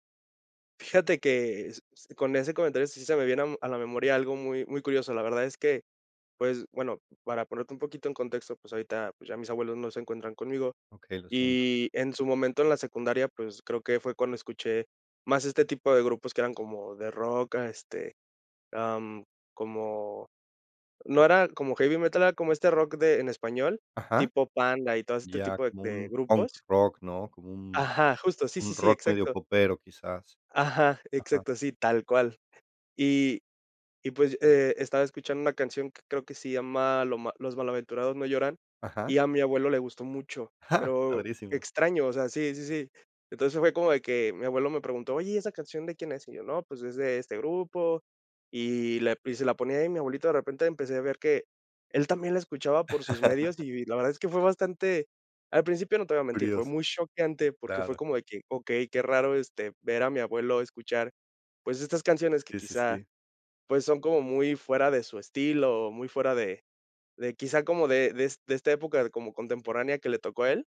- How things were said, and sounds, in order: chuckle; tapping; laugh; other background noise
- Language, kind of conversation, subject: Spanish, podcast, ¿Cómo influyó tu familia en tus gustos musicales?